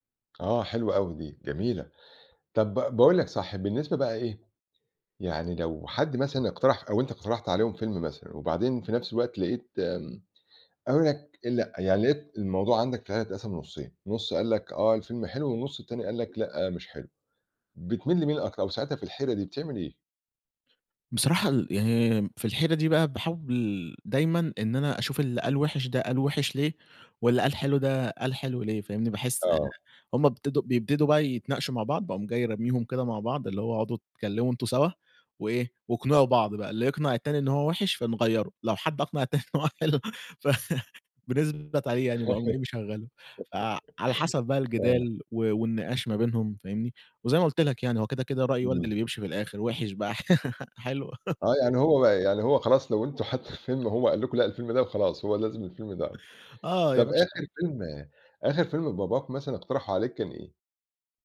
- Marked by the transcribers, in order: laughing while speaking: "التاني إن هو حلو فنثبت"; giggle; laughing while speaking: "ح حلو"; laugh; laughing while speaking: "حتّى"; tapping
- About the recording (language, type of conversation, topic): Arabic, podcast, إزاي بتختاروا فيلم للعيلة لما الأذواق بتبقى مختلفة؟